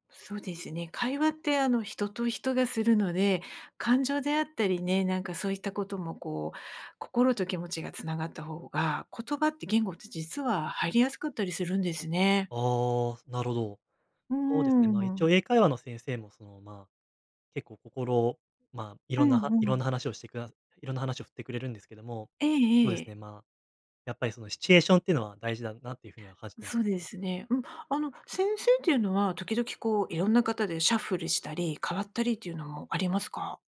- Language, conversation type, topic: Japanese, advice, 進捗が見えず達成感を感じられない
- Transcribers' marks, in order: none